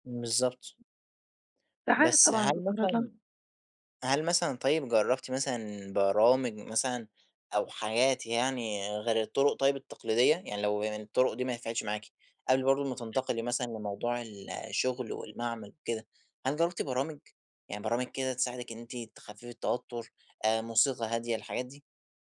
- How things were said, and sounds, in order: tapping
- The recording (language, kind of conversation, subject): Arabic, podcast, إيه طرقك للتعامل مع التوتر والضغط؟
- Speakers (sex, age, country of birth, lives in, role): female, 20-24, Egypt, Greece, guest; male, 20-24, Egypt, Egypt, host